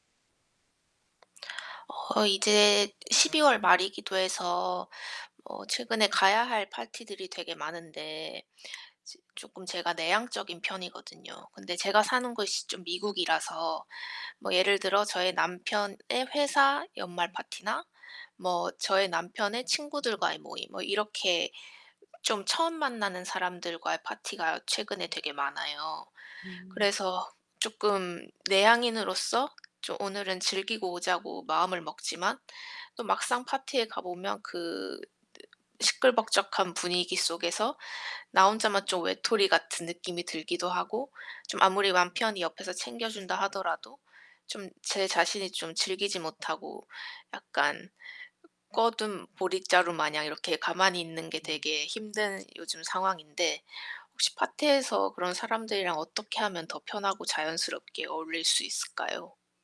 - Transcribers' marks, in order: static; other background noise; distorted speech
- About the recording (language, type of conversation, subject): Korean, advice, 파티에서 친구들과 더 편하고 자연스럽게 어울리려면 어떻게 하면 좋을까요?